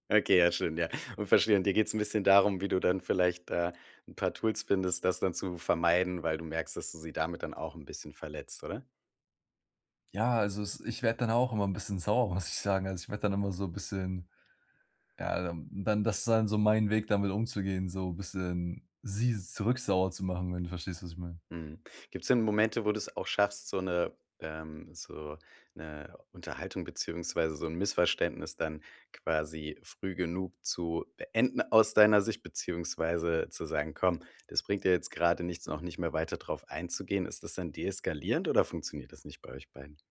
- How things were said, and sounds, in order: laughing while speaking: "muss"
- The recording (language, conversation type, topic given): German, advice, Wie kann ich während eines Streits in meiner Beziehung gesunde Grenzen setzen und dabei respektvoll bleiben?